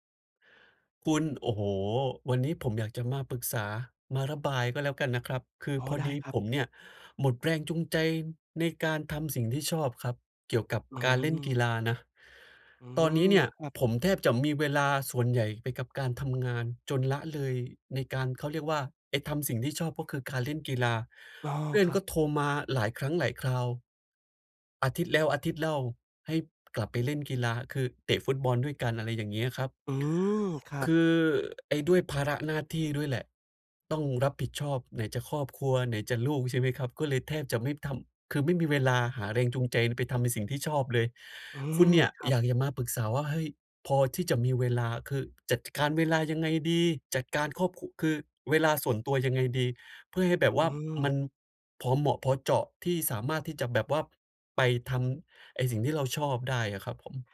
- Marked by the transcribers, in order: none
- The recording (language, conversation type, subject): Thai, advice, ควรทำอย่างไรเมื่อหมดแรงจูงใจในการทำสิ่งที่ชอบ?